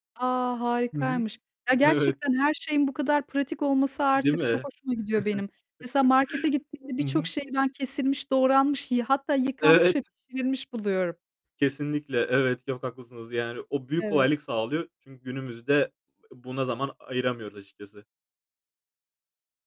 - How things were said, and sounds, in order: laughing while speaking: "Evet"; distorted speech; chuckle; tapping
- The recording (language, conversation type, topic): Turkish, unstructured, Yemek yapmayı mı yoksa dışarıda yemeyi mi tercih edersiniz?